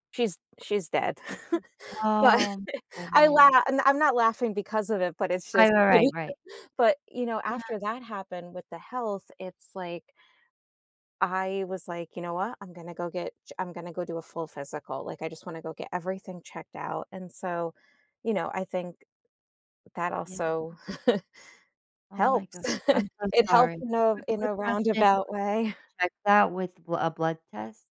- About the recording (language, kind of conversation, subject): English, unstructured, Why do you think sharing memories of loved ones can help us cope with loss?
- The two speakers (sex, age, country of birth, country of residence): female, 35-39, Turkey, United States; female, 40-44, United States, United States
- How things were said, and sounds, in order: other background noise; chuckle; laughing while speaking: "But"; unintelligible speech; chuckle; chuckle; laughing while speaking: "way"